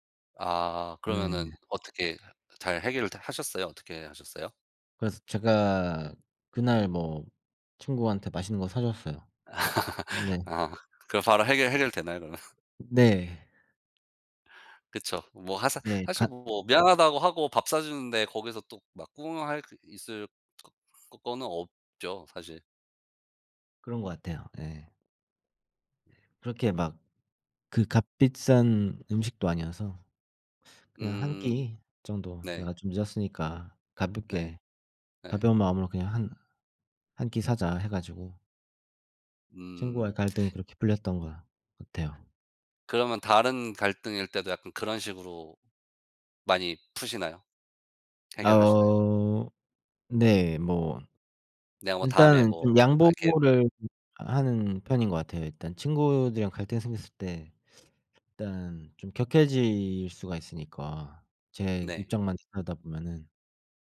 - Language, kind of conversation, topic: Korean, unstructured, 친구와 갈등이 생겼을 때 어떻게 해결하나요?
- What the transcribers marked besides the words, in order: laugh; laughing while speaking: "아 그럼 바로 해결 해결 되나요 그러면?"; other background noise